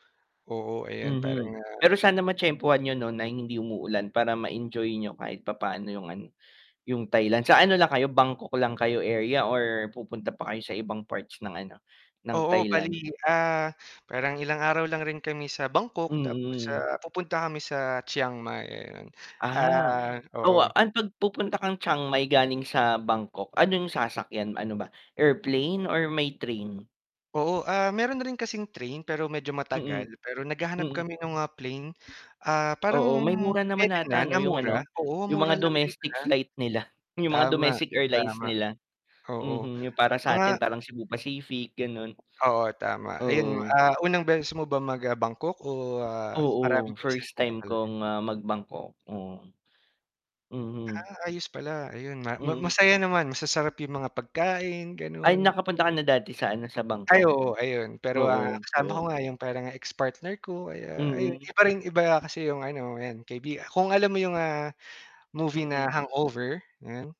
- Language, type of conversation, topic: Filipino, unstructured, Ano ang pinaka-nakakatuwang pangyayari sa isa mong biyahe?
- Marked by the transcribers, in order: static; tapping; background speech